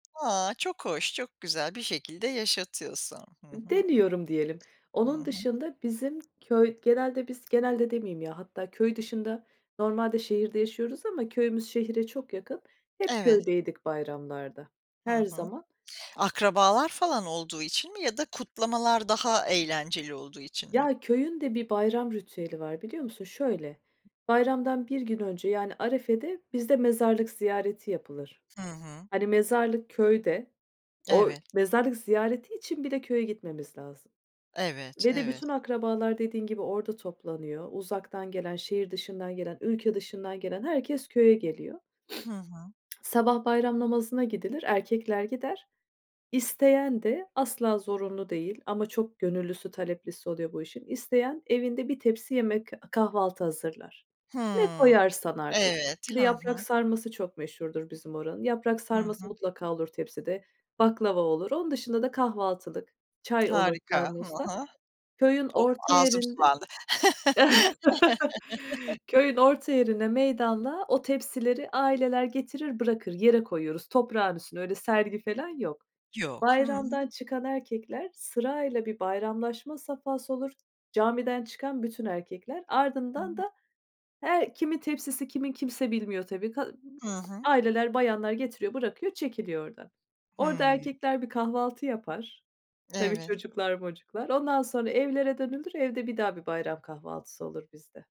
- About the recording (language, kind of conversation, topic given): Turkish, podcast, Bayramlar senin için ne ifade ediyor?
- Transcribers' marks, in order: other background noise; tapping; sniff; chuckle; chuckle